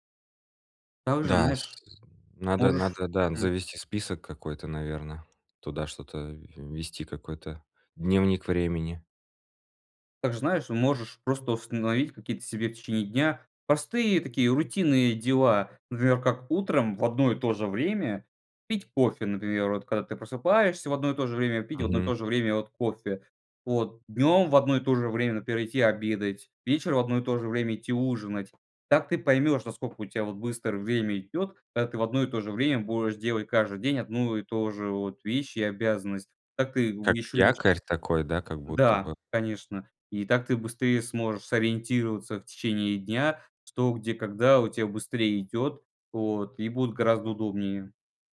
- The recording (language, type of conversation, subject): Russian, advice, Как перестать срывать сроки из-за плохого планирования?
- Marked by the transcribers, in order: tapping; unintelligible speech